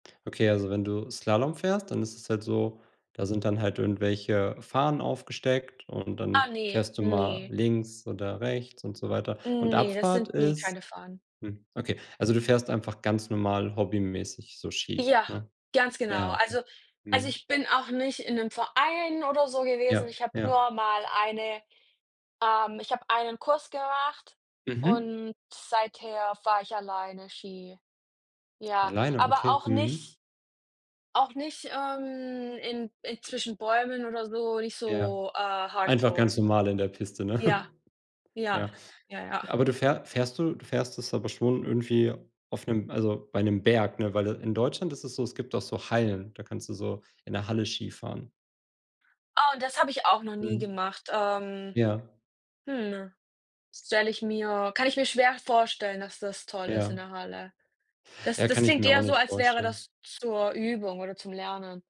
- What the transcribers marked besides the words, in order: other background noise; put-on voice: "Hardcore"; laughing while speaking: "ne?"; tapping
- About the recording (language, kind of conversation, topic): German, unstructured, Was machst du in deiner Freizeit gern?